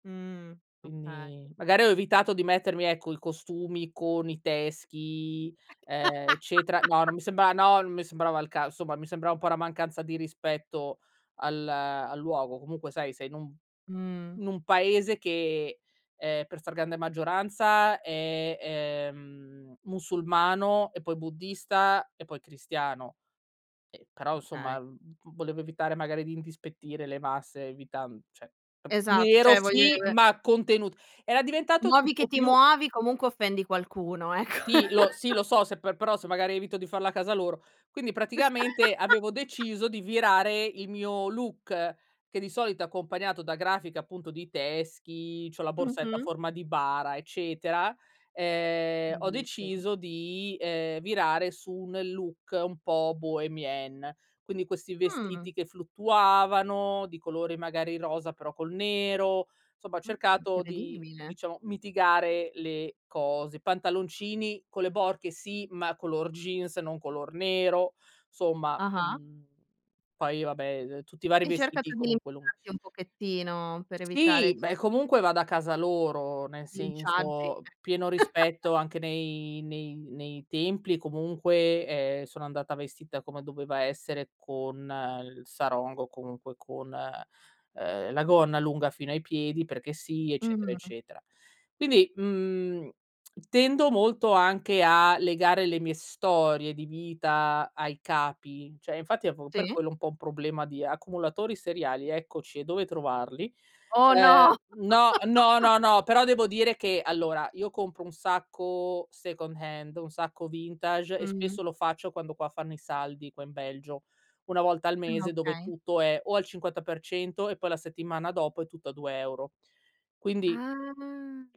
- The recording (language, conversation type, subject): Italian, podcast, Come si costruisce un guardaroba che racconti la tua storia?
- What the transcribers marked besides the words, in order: drawn out: "Mh"; laugh; "insomma" said as "nsomma"; "cioè" said as "ceh"; "cioè" said as "ceh"; stressed: "nero sì, ma"; laugh; other noise; laugh; "Bellissimo" said as "llissimo"; "insomma" said as "nsomma"; unintelligible speech; laugh; lip smack; "cioè" said as "ceh"; laugh; in English: "second hand"; drawn out: "Ah"